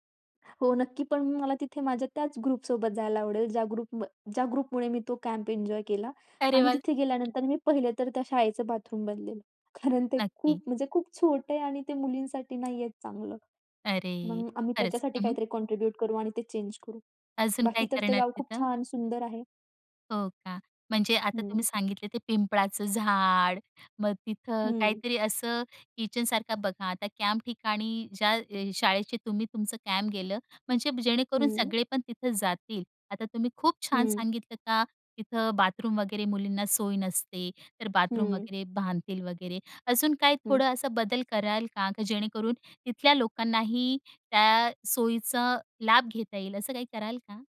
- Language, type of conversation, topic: Marathi, podcast, कॅम्पमधल्या त्या रात्रीची आठवण सांगाल का?
- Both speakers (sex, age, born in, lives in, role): female, 20-24, India, India, guest; female, 35-39, India, India, host
- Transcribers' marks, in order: other noise; in English: "ग्रुपसोबत"; in English: "ग्रुप"; in English: "ग्रुपमुळे"; other background noise; tapping; laughing while speaking: "कारण"; sad: "अरे!"; in English: "कॉन्ट्रिब्यूट"